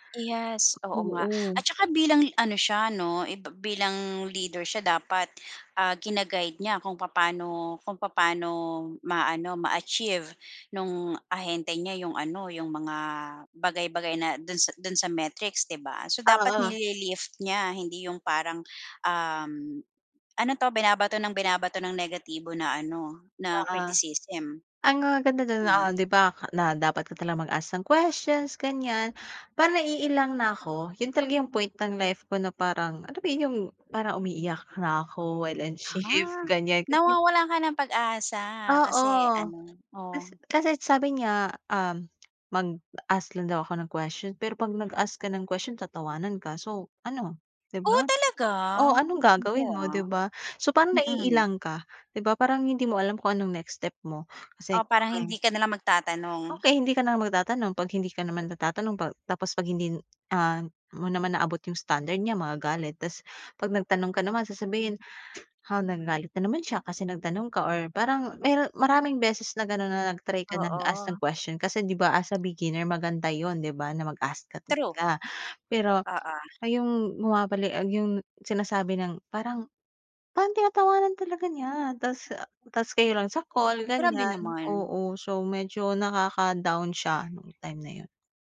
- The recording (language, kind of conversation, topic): Filipino, podcast, Ano ang pinakamahalagang aral na natutunan mo sa buhay?
- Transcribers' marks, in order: other background noise; tapping; unintelligible speech